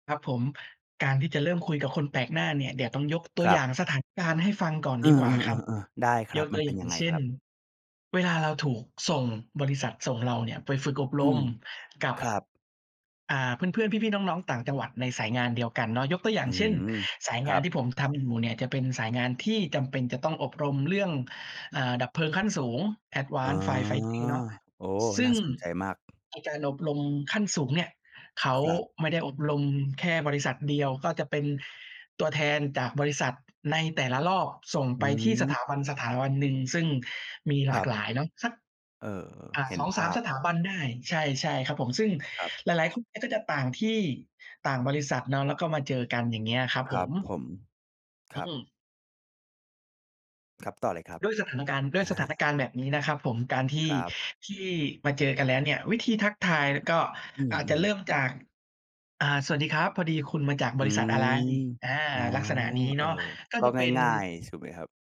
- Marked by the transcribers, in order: drawn out: "อ๋อ"; in English: "Advance Fire Fighting"; tapping; other noise
- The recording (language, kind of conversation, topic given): Thai, podcast, คุณมีเทคนิคในการเริ่มคุยกับคนแปลกหน้ายังไงบ้าง?